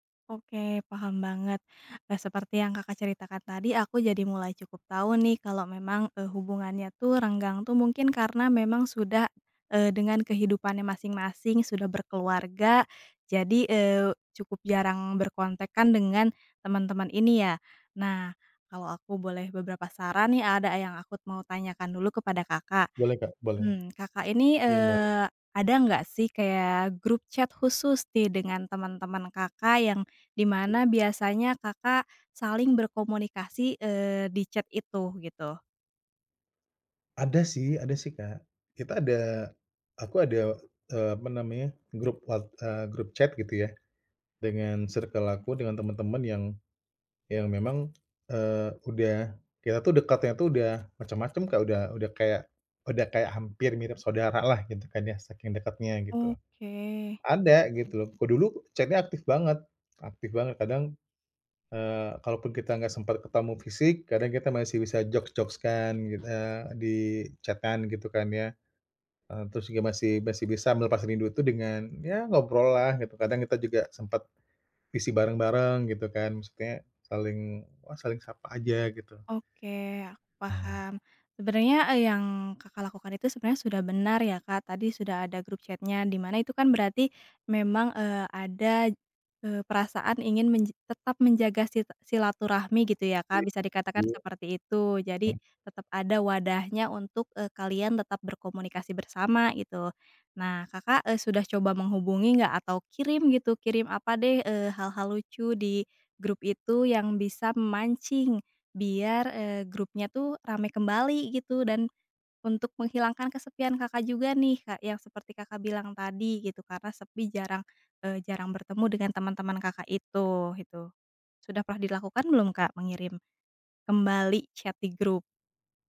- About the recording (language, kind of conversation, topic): Indonesian, advice, Bagaimana perasaanmu saat merasa kehilangan jaringan sosial dan teman-teman lama?
- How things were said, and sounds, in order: "berkontakan" said as "berkontekan"; unintelligible speech; in English: "chat"; tapping; in English: "chat"; other background noise; in English: "chat"; drawn out: "Oke"; in English: "chat-nya"; in English: "jokes-jokes"; in English: "chat-an"; in English: "VC"; in English: "chat-nya"; in English: "chat"